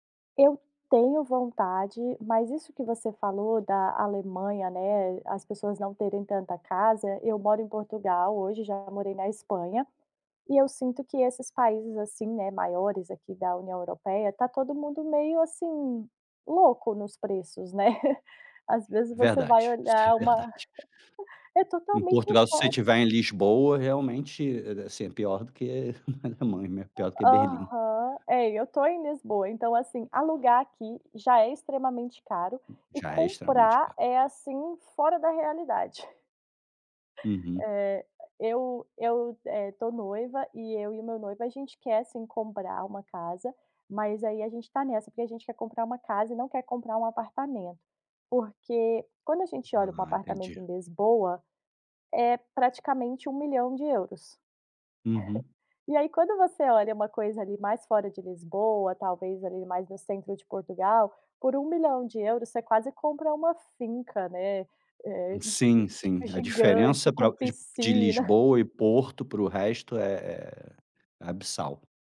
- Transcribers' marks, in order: chuckle; chuckle; chuckle; other background noise; tapping; chuckle
- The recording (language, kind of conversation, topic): Portuguese, podcast, Como decidir entre comprar uma casa ou continuar alugando?